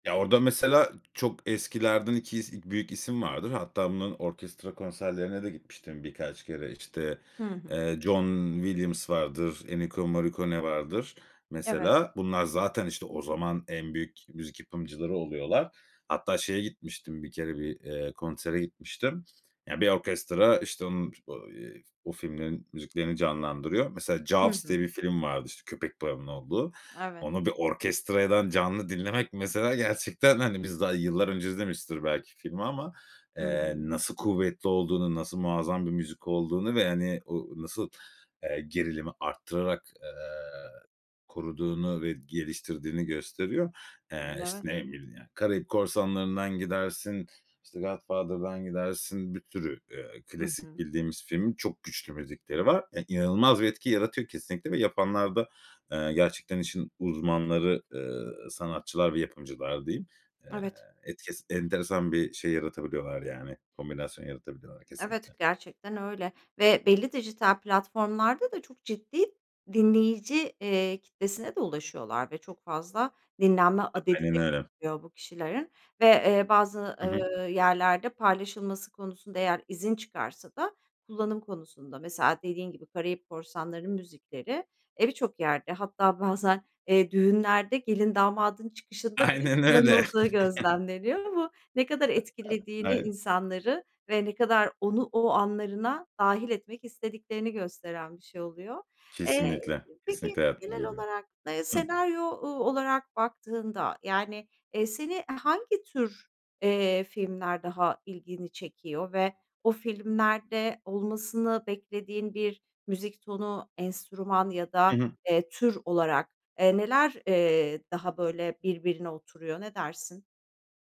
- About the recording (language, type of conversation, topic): Turkish, podcast, Bir filmin bir şarkıyla özdeşleştiği bir an yaşadın mı?
- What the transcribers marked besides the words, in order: unintelligible speech; other background noise; laughing while speaking: "Aynen öyle"; chuckle; laughing while speaking: "Aynen"; tapping